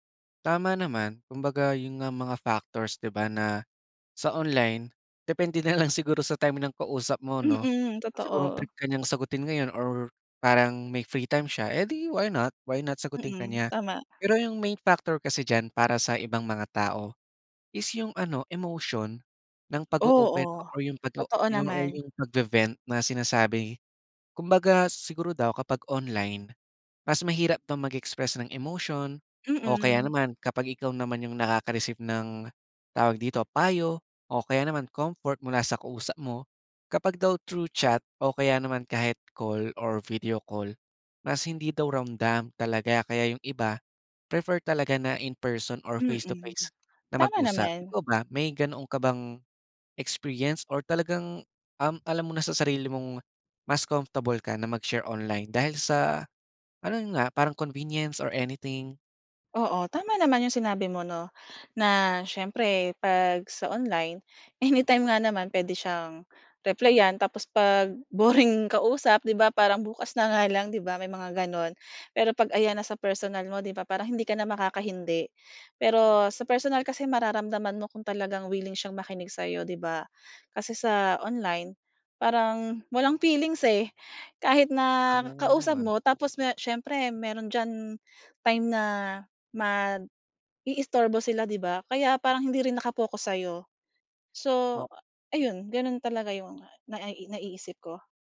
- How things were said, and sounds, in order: laughing while speaking: "na lang"; tapping; laughing while speaking: "boring"
- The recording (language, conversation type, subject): Filipino, podcast, Mas madali ka bang magbahagi ng nararamdaman online kaysa kapag kaharap nang personal?